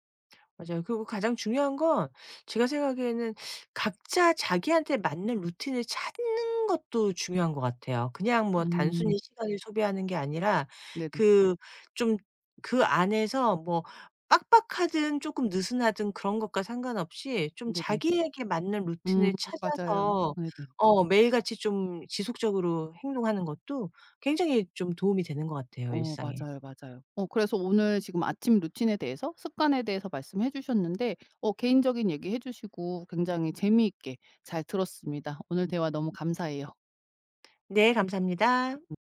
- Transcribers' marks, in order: other background noise; tapping
- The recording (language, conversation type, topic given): Korean, podcast, 아침에 일어나서 가장 먼저 하는 일은 무엇인가요?